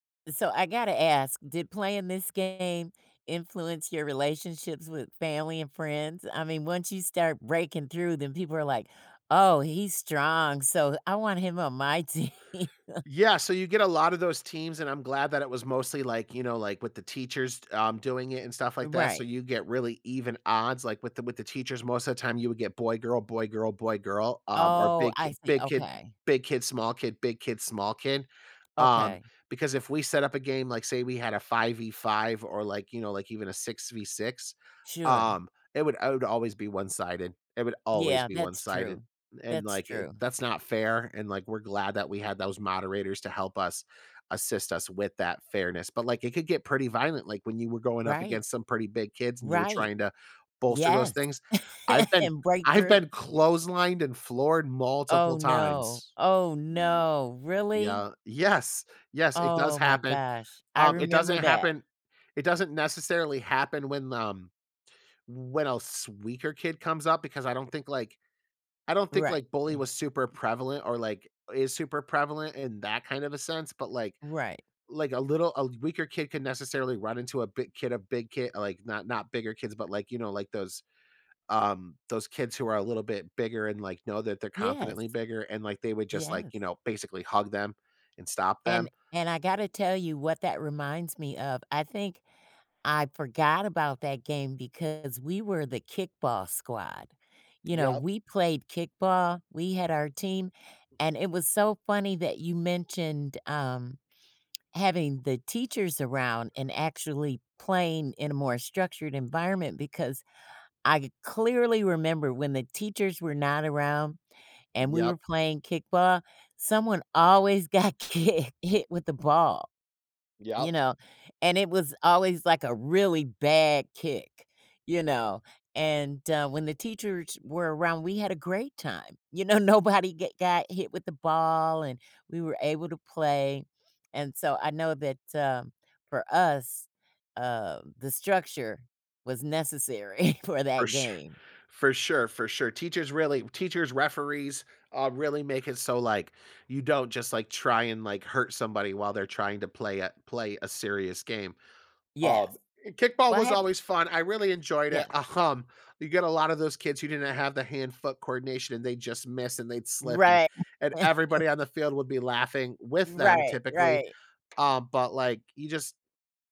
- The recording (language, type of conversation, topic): English, podcast, How did childhood games shape who you are today?
- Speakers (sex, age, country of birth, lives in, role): female, 60-64, United States, United States, host; male, 35-39, United States, United States, guest
- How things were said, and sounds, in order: tapping; laughing while speaking: "team"; laugh; laugh; surprised: "really?"; laughing while speaking: "got ki"; chuckle; laughing while speaking: "um"; other background noise; chuckle